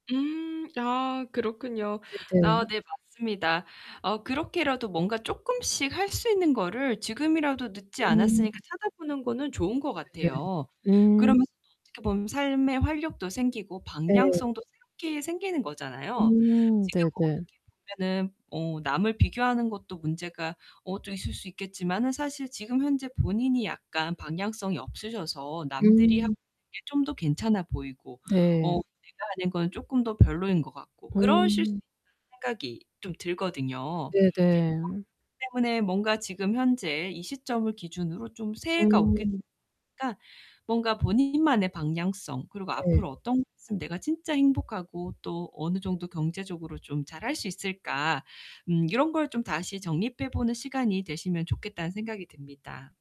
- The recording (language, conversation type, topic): Korean, advice, 다른 사람과 비교할 때 자존감을 어떻게 지킬 수 있을까요?
- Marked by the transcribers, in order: distorted speech; other background noise; unintelligible speech